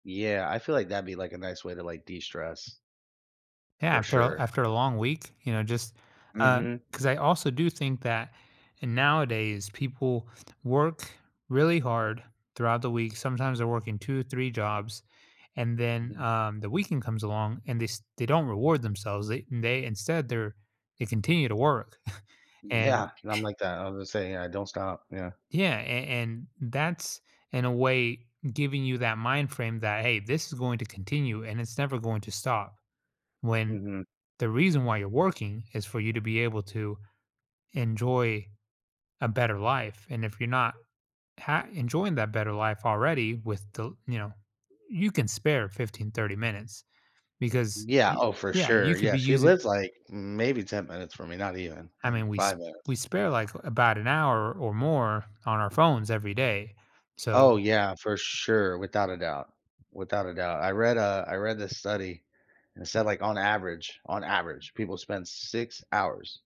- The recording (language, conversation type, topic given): English, advice, How can I prevent burnout while managing daily stress?
- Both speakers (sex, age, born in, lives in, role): male, 35-39, Dominican Republic, United States, user; male, 35-39, United States, United States, advisor
- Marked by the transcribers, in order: other background noise; tapping; laughing while speaking: "Yeah"; chuckle